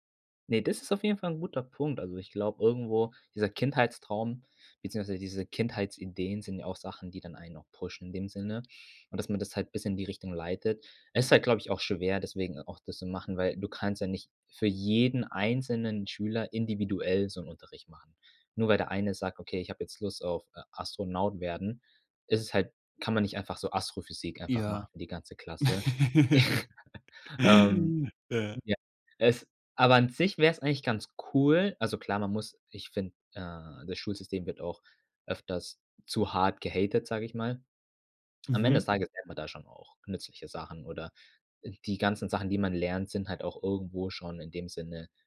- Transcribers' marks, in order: tapping; in English: "pushen"; stressed: "jeden"; giggle; other background noise; chuckle; in English: "gehatet"
- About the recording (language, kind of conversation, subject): German, podcast, Wie sollte Berufsorientierung in der Schule ablaufen?